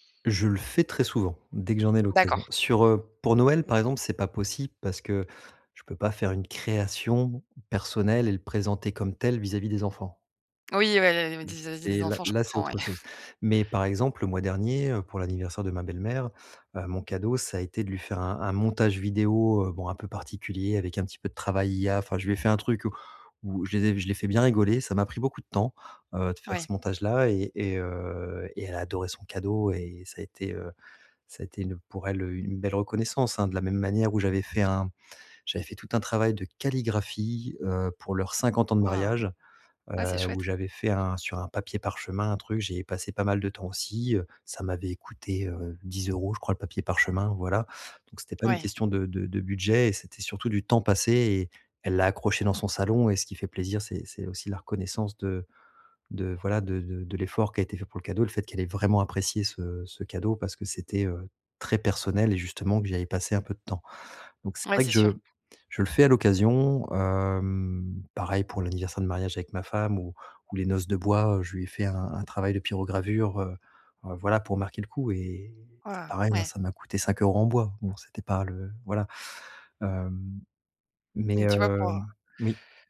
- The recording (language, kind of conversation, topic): French, advice, Comment gérer la pression sociale de dépenser pour des événements sociaux ?
- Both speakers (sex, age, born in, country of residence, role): female, 35-39, France, France, advisor; male, 40-44, France, France, user
- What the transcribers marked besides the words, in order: other background noise; stressed: "création"; unintelligible speech; chuckle; stressed: "vraiment"; drawn out: "hem"